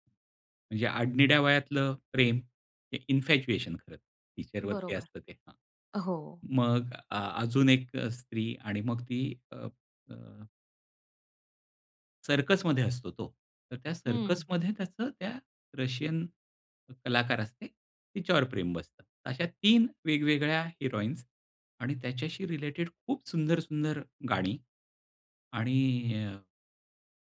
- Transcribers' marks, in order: in English: "इन्फॅच्युएशन"; in English: "टीचरवरती"
- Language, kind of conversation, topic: Marathi, podcast, तुमच्या आयुष्यातील सर्वात आवडती संगीताची आठवण कोणती आहे?